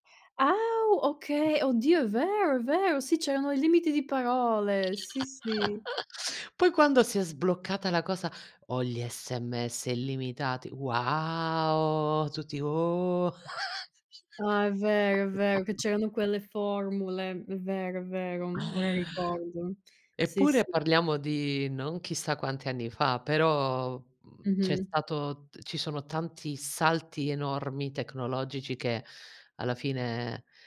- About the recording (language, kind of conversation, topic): Italian, unstructured, Cosa ti manca di più del passato?
- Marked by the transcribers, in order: drawn out: "Ah"; other background noise; chuckle; drawn out: "Wow"; drawn out: "Oh"; surprised: "Oh"; chuckle